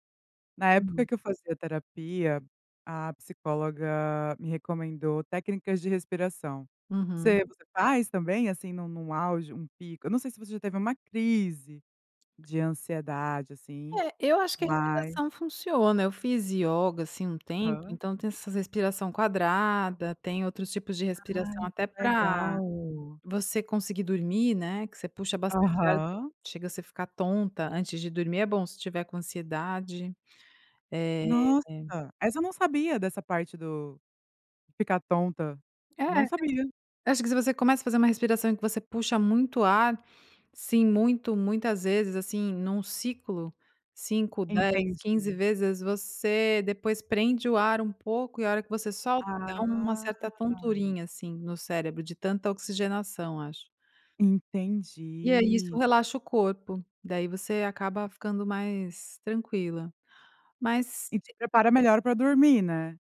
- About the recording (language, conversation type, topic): Portuguese, podcast, O que você costuma fazer para aliviar a ansiedade no dia a dia?
- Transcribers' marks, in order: tapping; other noise